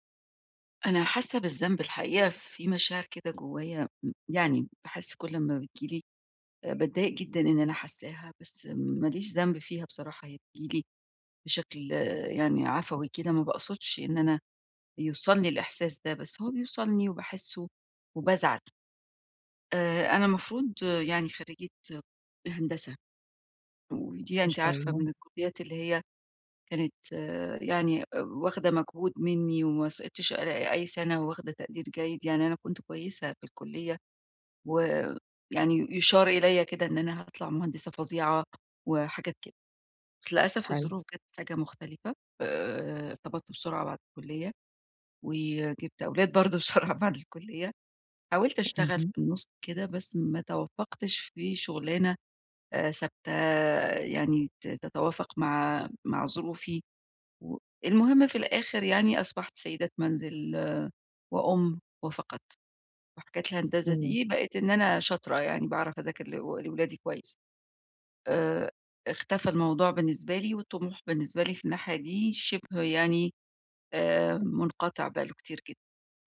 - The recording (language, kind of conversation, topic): Arabic, advice, إزاي أبطّل أقارن نفسي على طول بنجاحات صحابي من غير ما ده يأثر على علاقتي بيهم؟
- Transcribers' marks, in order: tapping; laughing while speaking: "أولاد برضه بسرعة بعد الكلية"